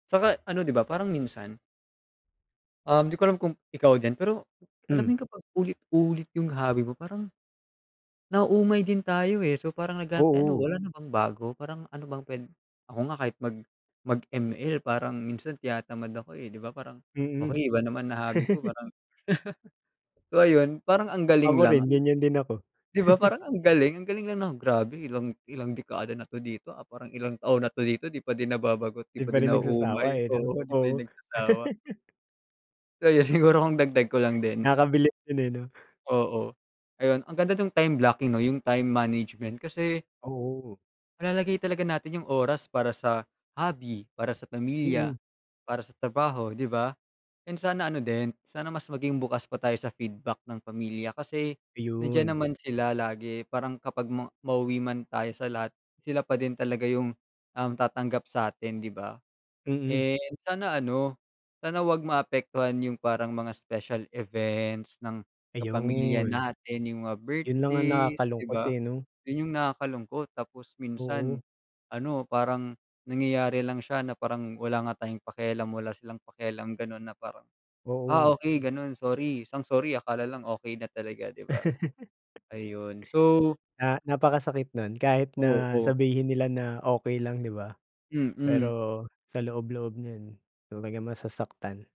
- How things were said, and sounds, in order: laugh; laugh; laughing while speaking: "oo"; laugh; laugh
- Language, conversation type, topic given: Filipino, unstructured, Ano ang masasabi mo sa mga taong napapabayaan ang kanilang pamilya dahil sa libangan?